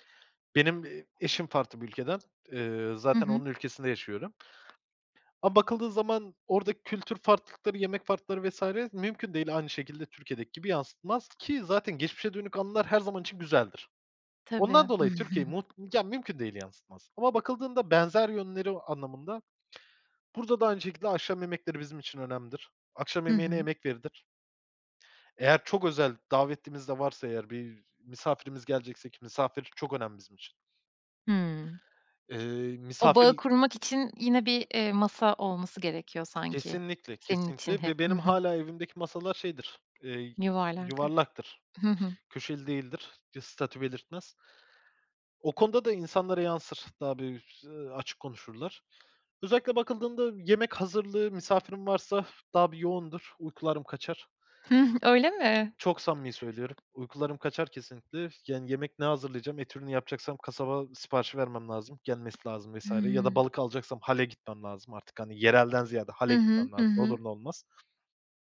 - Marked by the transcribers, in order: tapping; chuckle; other background noise
- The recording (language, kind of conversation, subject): Turkish, podcast, Aile yemekleri kimliğini nasıl etkiledi sence?